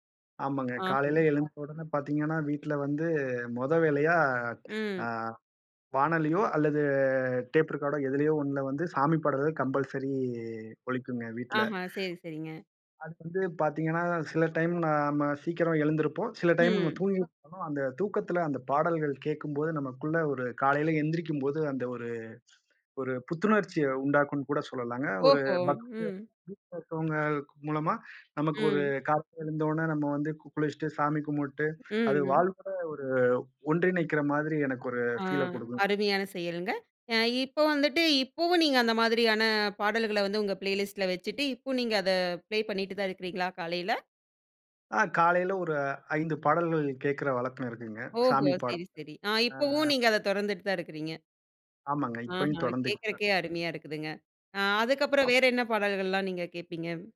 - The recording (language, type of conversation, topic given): Tamil, podcast, பழைய நினைவுகளை மீண்டும் எழுப்பும் பாடல்பட்டியலை நீங்கள் எப்படி உருவாக்குகிறீர்கள்?
- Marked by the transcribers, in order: other background noise; tapping; in English: "டேப் ரெக்காடோ"; in English: "கம்பல்சரி"; in English: "டைம்"; in English: "டைம்"; other noise; in English: "ஃபீல"; in English: "ப்ளேலிஸ்ட்டுல"; in English: "ப்ளே"